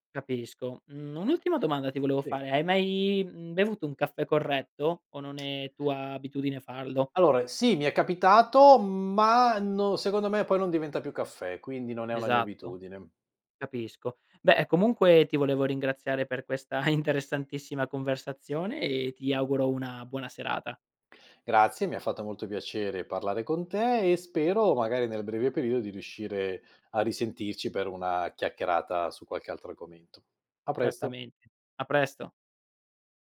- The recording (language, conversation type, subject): Italian, podcast, Come bilanci la caffeina e il riposo senza esagerare?
- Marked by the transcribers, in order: tsk; other background noise; laughing while speaking: "interessantissima"